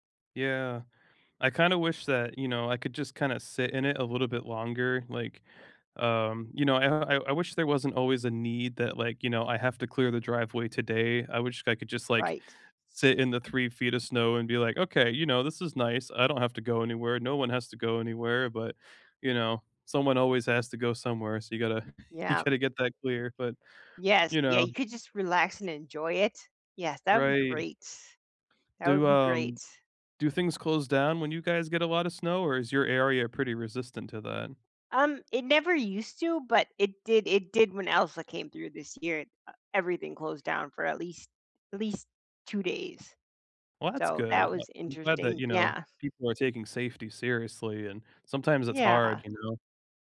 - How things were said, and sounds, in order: chuckle; background speech; other background noise; tapping
- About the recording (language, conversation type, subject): English, unstructured, What are you looking forward to in the next month?
- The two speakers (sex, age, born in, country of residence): female, 45-49, United States, United States; male, 35-39, United States, United States